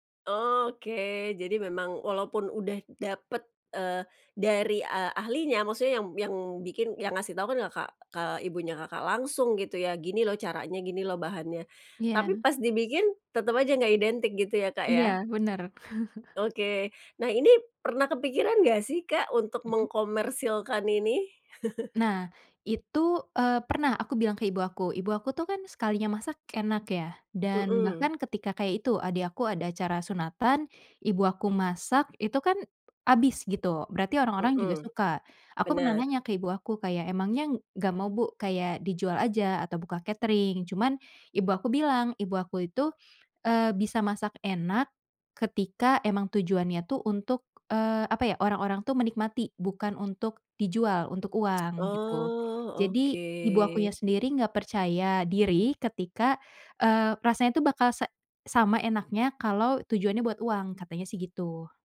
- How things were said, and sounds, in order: other background noise; chuckle; chuckle; tsk
- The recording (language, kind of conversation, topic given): Indonesian, podcast, Apa tradisi makanan yang selalu ada di rumahmu saat Lebaran atau Natal?